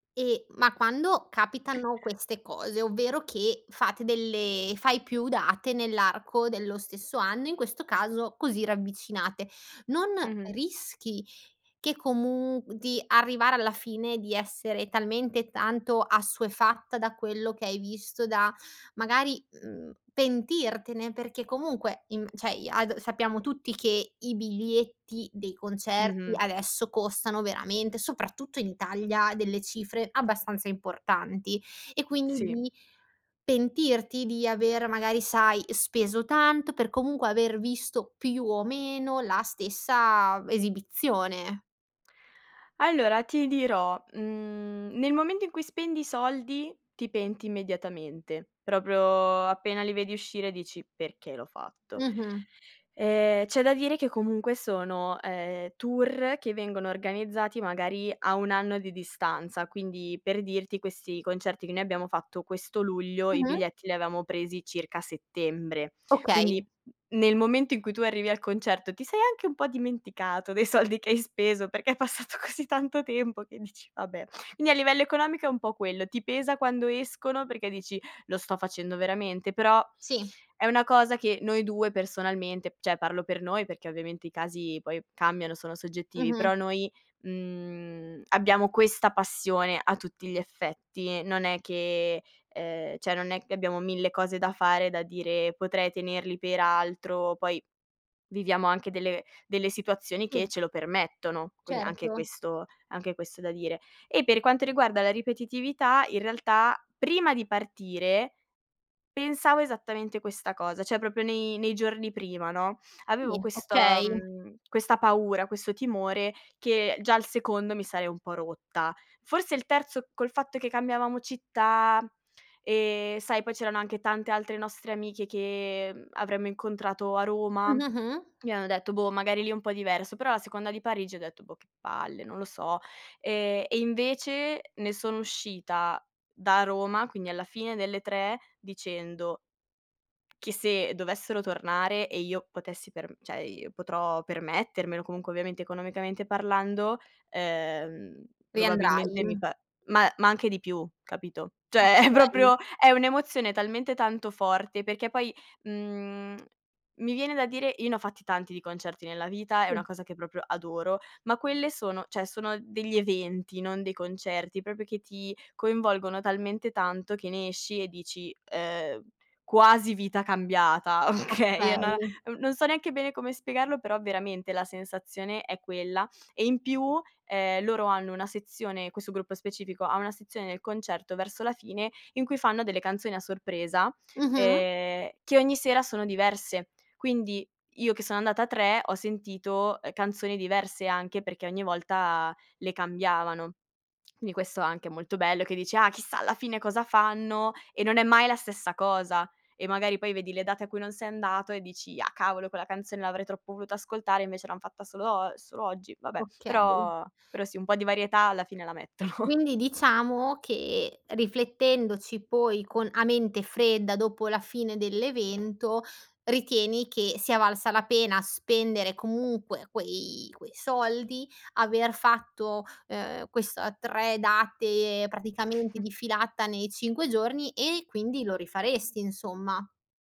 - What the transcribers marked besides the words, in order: "cioè" said as "ceh"; drawn out: "stessa"; tapping; other background noise; laughing while speaking: "soldi che hai speso, perché è passato così tanto tempo che dici"; "cioè" said as "ceh"; "cioè" said as "ceh"; "cioè" said as "cei"; "Cioè" said as "ceh"; "cioè" said as "ceh"; laughing while speaking: "Okay"; laughing while speaking: "mettono"; chuckle
- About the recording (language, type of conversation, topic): Italian, podcast, Hai mai fatto un viaggio solo per un concerto?